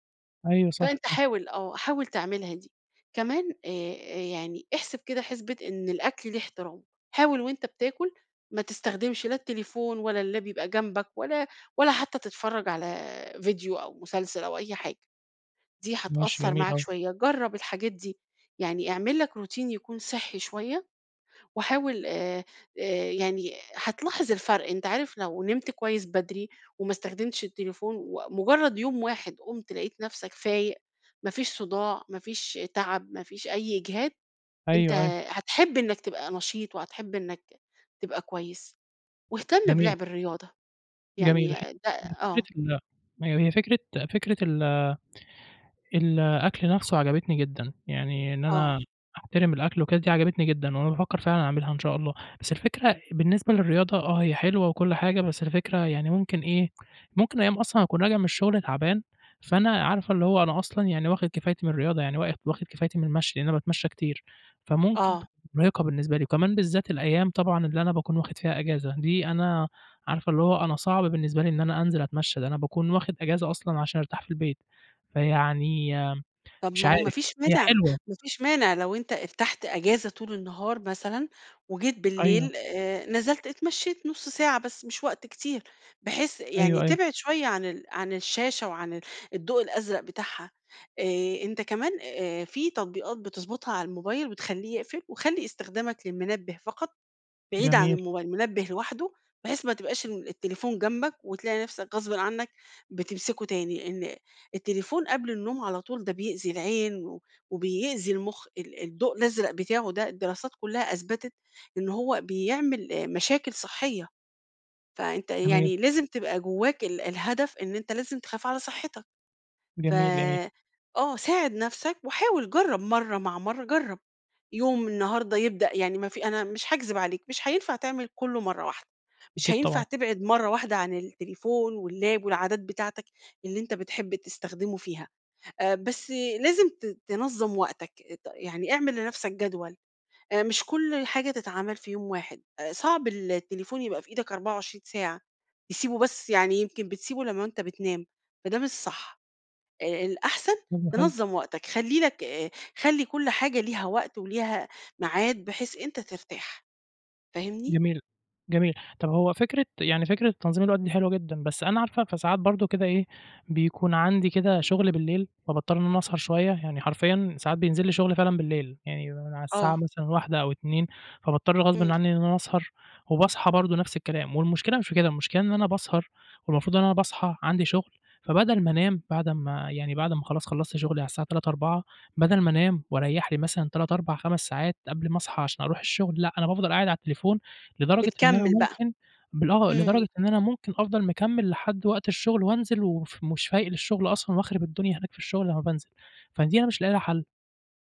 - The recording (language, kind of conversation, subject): Arabic, advice, إزاي بتتعامل مع وقت استخدام الشاشات عندك، وبيأثر ده على نومك وتركيزك إزاي؟
- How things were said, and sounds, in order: in English: "اللاب"; in English: "Routine"; tsk; tapping; in English: "واللاب"